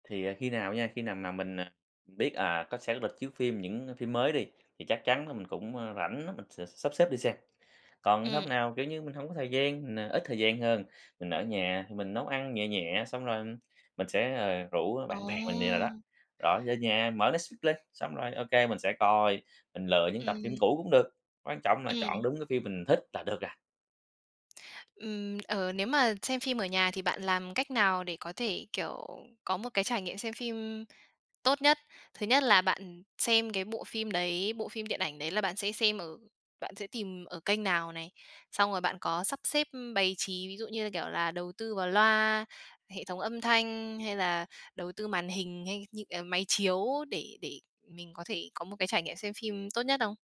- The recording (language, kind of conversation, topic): Vietnamese, podcast, Bạn thích xem phim điện ảnh hay phim truyền hình dài tập hơn, và vì sao?
- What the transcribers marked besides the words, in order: tapping